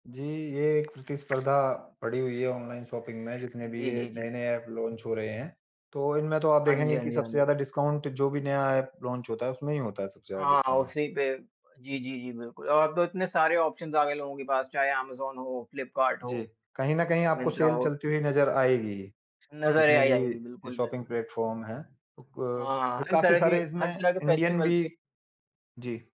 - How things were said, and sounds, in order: in English: "ऑनलाइन शॉपिंग"; in English: "लॉन्च"; in English: "डिस्काउंट"; in English: "लॉन्च"; in English: "डिस्काउंट"; in English: "ऑप्शंज़"; in English: "सेल"; in English: "शॉपिंग प्लेटफ़ॉर्म"; in English: "फ़ेस्टिवल"; in English: "इंडियन"
- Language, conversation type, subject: Hindi, unstructured, क्या आप ऑनलाइन खरीदारी करना पसंद करते हैं या बाजार जाकर खरीदारी करना पसंद करते हैं?
- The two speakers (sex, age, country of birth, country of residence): male, 20-24, India, India; male, 35-39, India, India